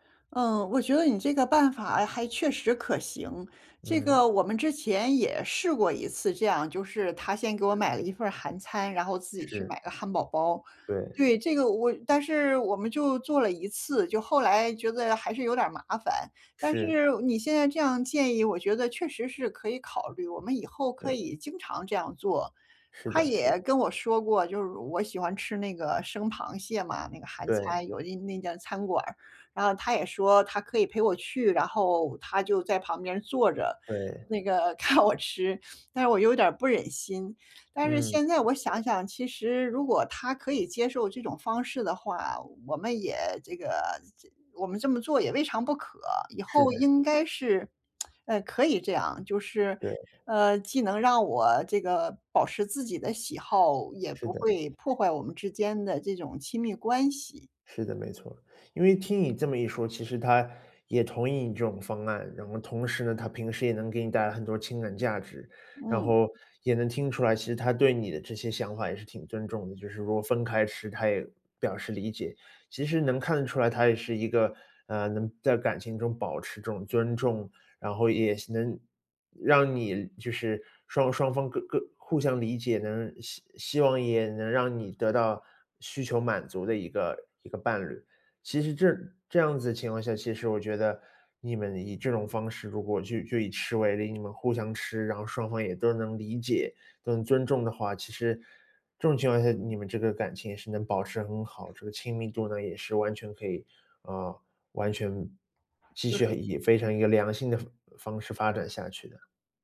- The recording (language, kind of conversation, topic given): Chinese, advice, 在恋爱关系中，我怎样保持自我认同又不伤害亲密感？
- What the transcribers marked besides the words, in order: laughing while speaking: "看我吃"; lip smack; other background noise